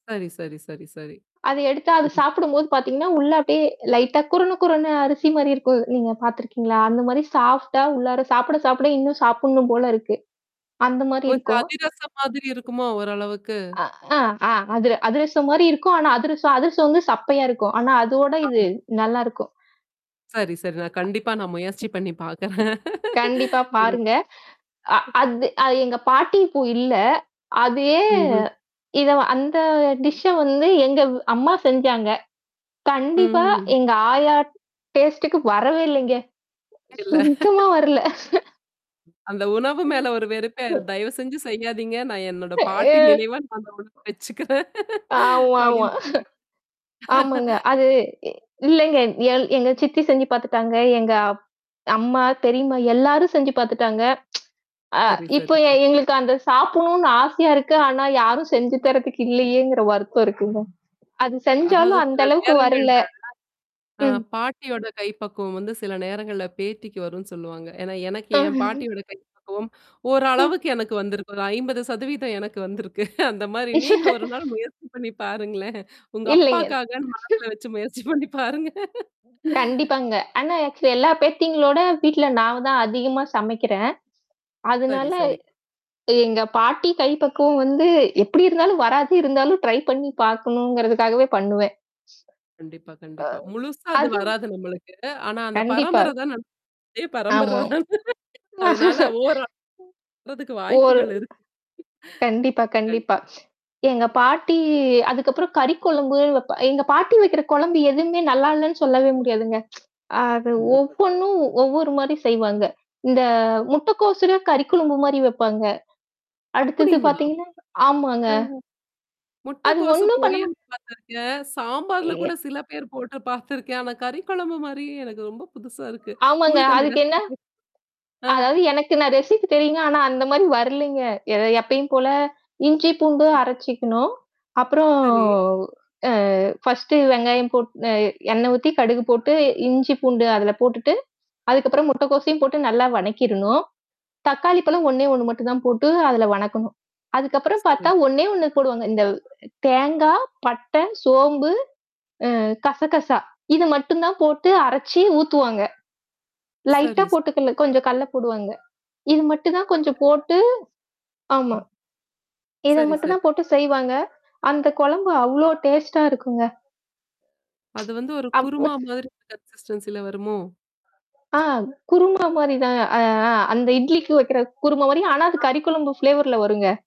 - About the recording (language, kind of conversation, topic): Tamil, podcast, உங்கள் குடும்பத்தில் சமையல் மரபு எப்படி தொடங்கி, இன்று வரை எப்படி தொடர்ந்திருக்கிறது?
- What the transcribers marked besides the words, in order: static; distorted speech; unintelligible speech; in English: "சாஃப்ட்டா"; other noise; laughing while speaking: "பார்க்குறேன்"; laugh; unintelligible speech; tapping; drawn out: "அதயே"; in English: "டிஷ்ஷ"; in English: "டேஸ்ட்டுக்கு"; laughing while speaking: "இல்ல"; snort; unintelligible speech; laughing while speaking: "ஆமாமா"; laughing while speaking: "வச்சுக்கிறேன், அப்டின்டேன்"; tsk; other background noise; laugh; chuckle; laugh; laughing while speaking: "பாருங்களேன்"; laughing while speaking: "வச்சு முயற்சி பண்ணி பாருங்க"; in English: "ஆக்சுவலி"; in English: "ட்ரை"; laugh; laughing while speaking: "நான் அதே பரம்பரதானே. அதனால, ஓரளவு வர்றதுக்கு வாய்ப்புகள் இருக்கு"; drawn out: "பாட்டி"; tsk; surprised: "அப்படிங்களா?"; in English: "ரெசிபி"; drawn out: "அப்புறம்"; in English: "ஃபர்ஸ்ட்டு"; "கடலை" said as "கல்ல"; unintelligible speech; in English: "டேஸ்ட்டா"; tsk; in English: "கன்சிஸ்டன்சில"; mechanical hum; in English: "ஃப்ளேவர்ல"